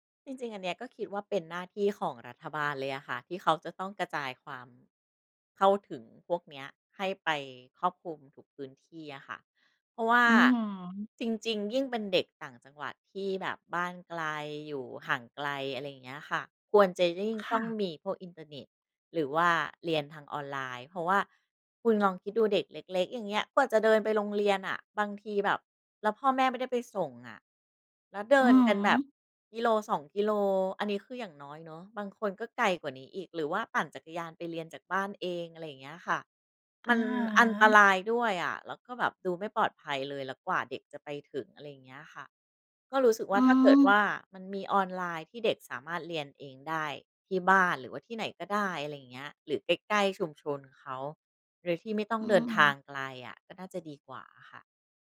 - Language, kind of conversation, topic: Thai, podcast, การเรียนออนไลน์เปลี่ยนแปลงการศึกษาอย่างไรในมุมมองของคุณ?
- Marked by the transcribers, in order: none